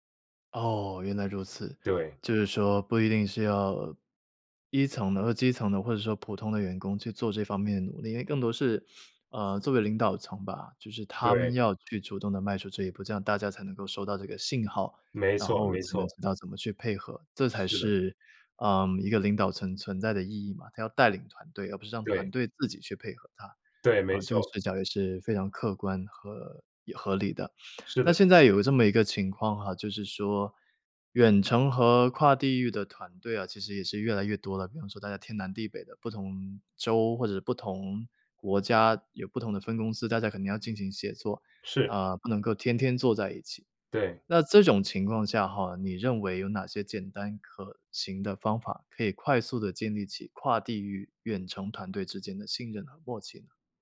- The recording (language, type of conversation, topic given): Chinese, podcast, 在团队里如何建立信任和默契？
- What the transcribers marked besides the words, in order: none